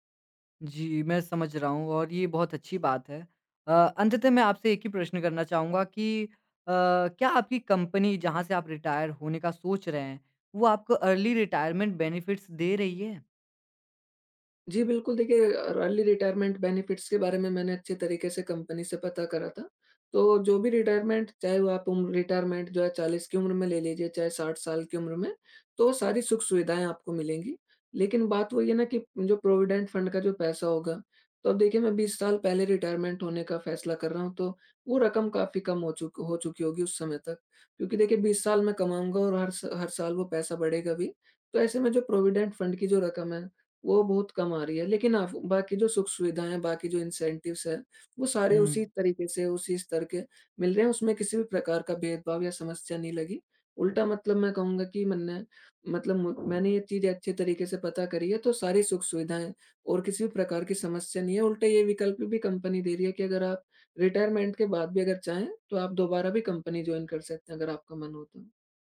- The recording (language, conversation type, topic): Hindi, advice, आपको जल्दी सेवानिवृत्ति लेनी चाहिए या काम जारी रखना चाहिए?
- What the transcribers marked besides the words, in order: in English: "रिटायर"; in English: "अर्ली रिटायरमेंट बेनिफिट्स"; in English: "अर्ली रिटायरमेंट बेनेफिट्स"; in English: "रिटायरमेंट"; in English: "रिटायरमेंट"; in English: "रिटायरमेंट"; in English: "इंसेंटिव्स"; other background noise; in English: "रिटायरमेंट"; in English: "जॉइन"